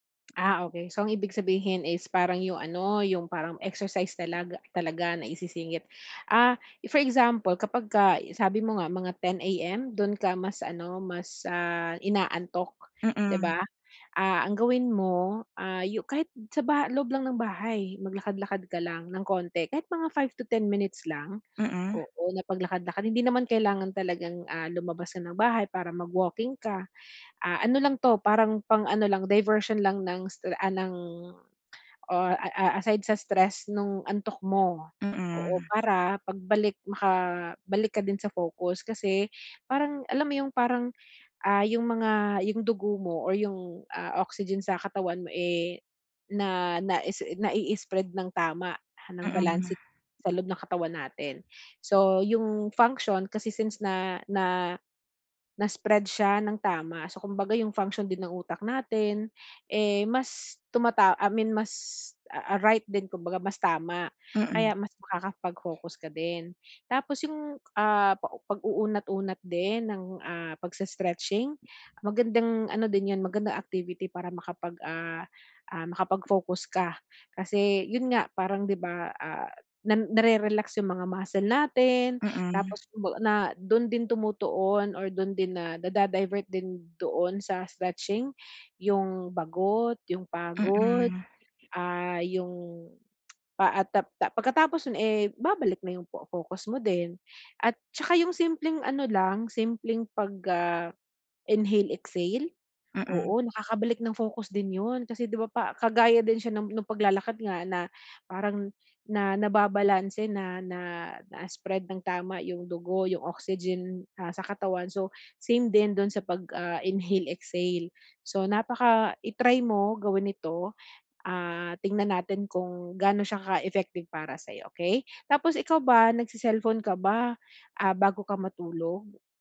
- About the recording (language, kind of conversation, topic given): Filipino, advice, Paano ako makakapagpahinga agad para maibalik ang pokus?
- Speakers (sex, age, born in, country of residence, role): female, 40-44, Philippines, Philippines, advisor; female, 40-44, Philippines, Philippines, user
- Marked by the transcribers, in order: other background noise; tapping